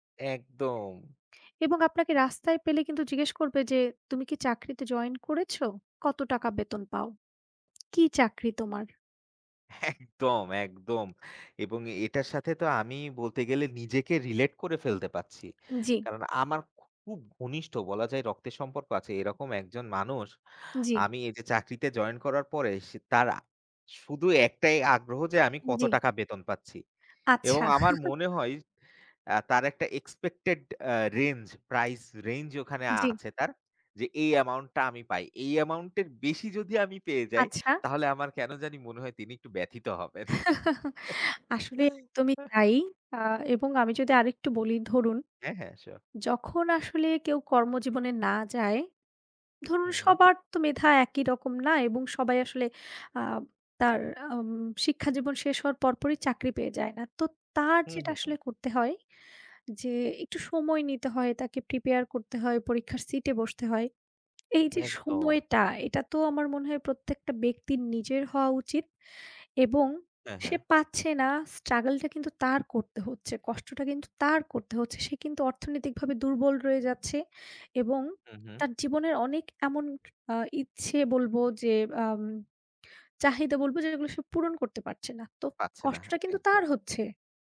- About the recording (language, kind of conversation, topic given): Bengali, unstructured, আপনি কি মনে করেন সমাজ মানুষকে নিজের পরিচয় প্রকাশ করতে বাধা দেয়, এবং কেন?
- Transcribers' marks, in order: other background noise; laughing while speaking: "একদম"; laugh; in English: "expected"; tapping; laugh; laugh